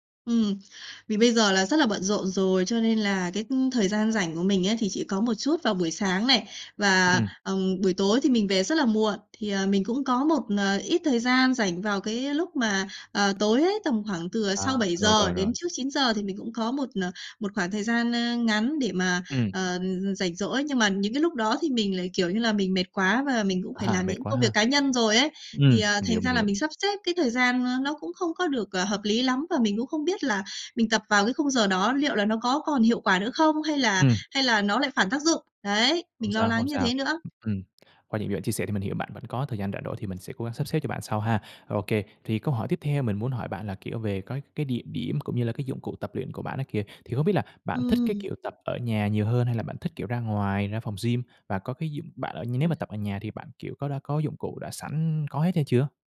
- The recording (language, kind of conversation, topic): Vietnamese, advice, Làm sao sắp xếp thời gian để tập luyện khi tôi quá bận rộn?
- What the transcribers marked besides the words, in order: laughing while speaking: "À"; sniff; tapping; unintelligible speech